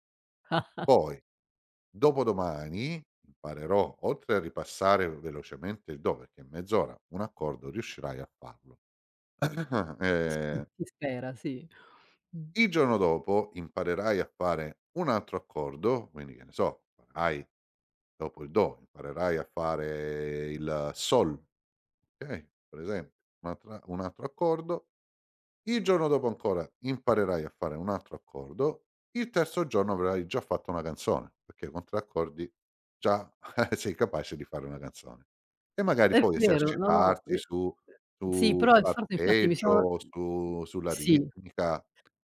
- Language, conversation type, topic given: Italian, advice, In che modo il perfezionismo blocca i tuoi tentativi creativi?
- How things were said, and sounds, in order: chuckle; cough; chuckle; drawn out: "fare"; chuckle; other noise; tapping